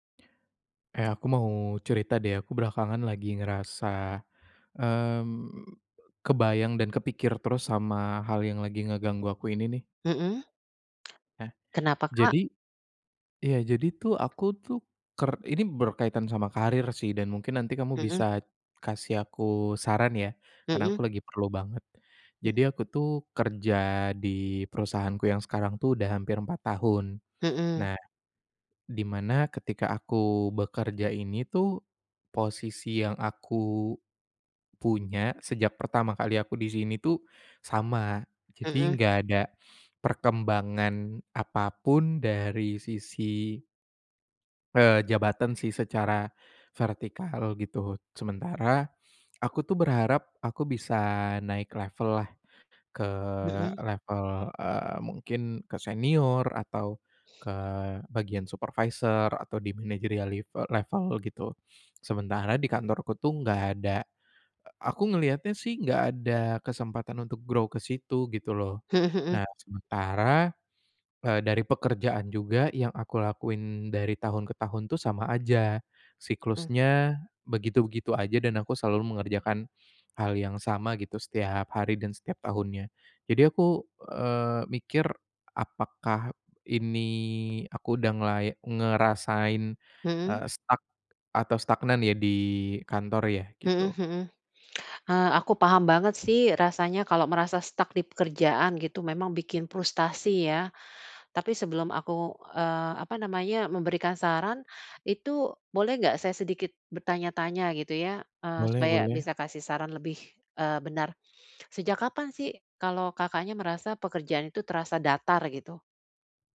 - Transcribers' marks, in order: other background noise; in English: "grow"; in English: "stuck"; in English: "stuck"
- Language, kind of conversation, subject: Indonesian, advice, Bagaimana saya tahu apakah karier saya sedang mengalami stagnasi?
- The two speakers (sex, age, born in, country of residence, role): female, 50-54, Indonesia, Netherlands, advisor; male, 25-29, Indonesia, Indonesia, user